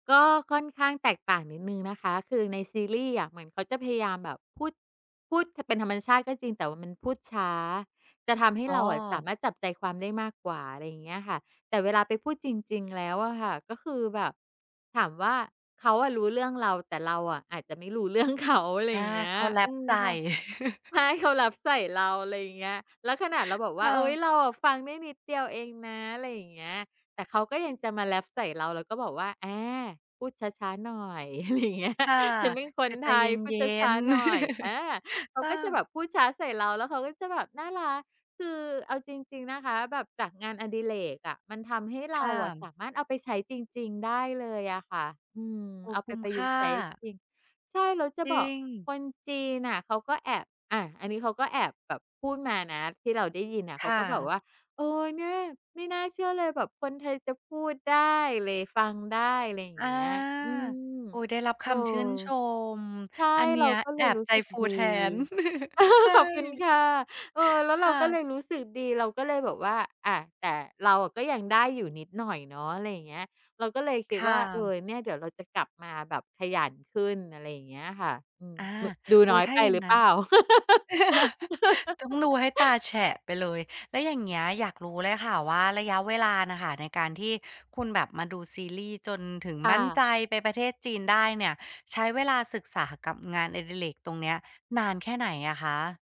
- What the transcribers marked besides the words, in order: laughing while speaking: "เรื่องเขา"; chuckle; chuckle; chuckle; laughing while speaking: "อะไรอย่างเงี้ย"; chuckle; laugh; laugh; laugh
- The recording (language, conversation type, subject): Thai, podcast, งานอดิเรกอะไรที่ทำแล้วทำให้คุณรู้สึกว่าใช้เวลาได้คุ้มค่ามากที่สุด?